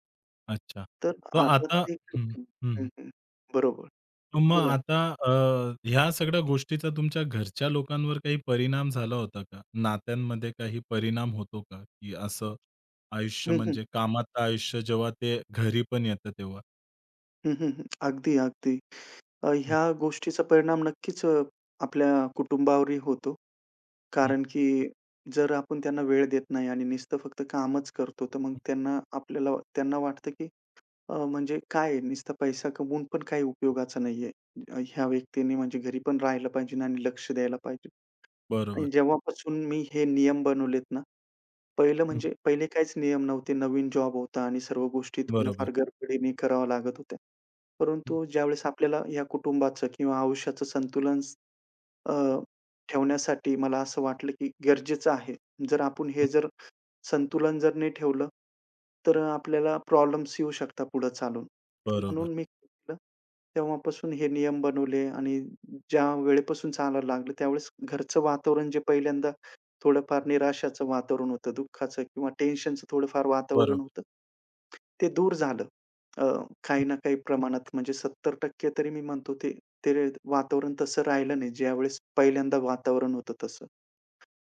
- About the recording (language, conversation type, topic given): Marathi, podcast, काम आणि आयुष्यातील संतुलन कसे साधता?
- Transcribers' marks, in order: unintelligible speech; tapping; other background noise